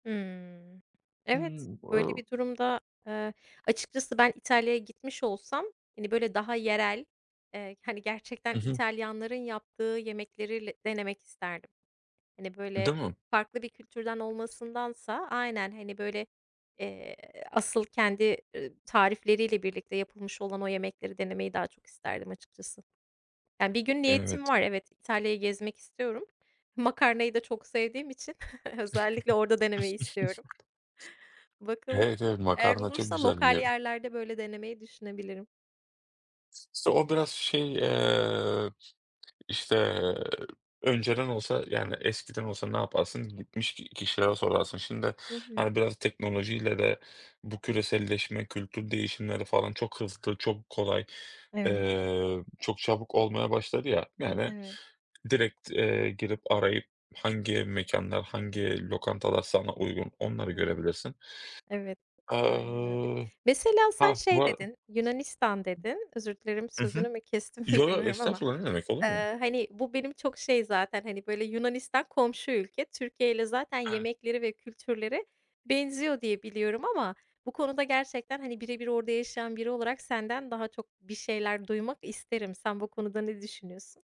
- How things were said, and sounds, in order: other background noise; unintelligible speech; tapping; chuckle; "İşte" said as "iste"; laughing while speaking: "bilmiyorum ama"
- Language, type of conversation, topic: Turkish, unstructured, Kültür değişimi toplumları nasıl etkiler?